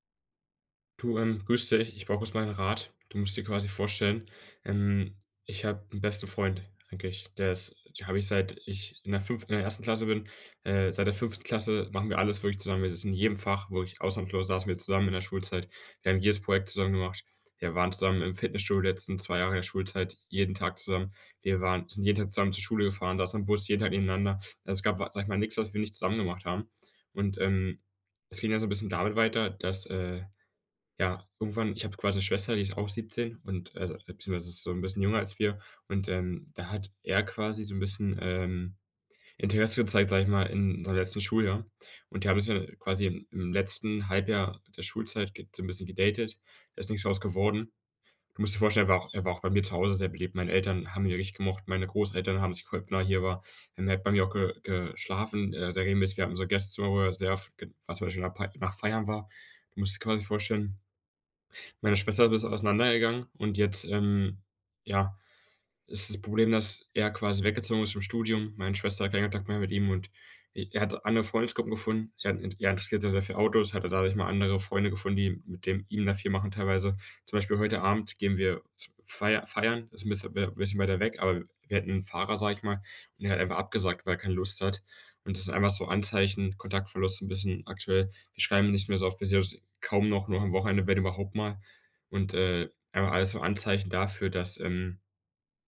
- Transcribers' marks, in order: none
- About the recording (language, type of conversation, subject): German, advice, Wie gehe ich am besten mit Kontaktverlust in Freundschaften um?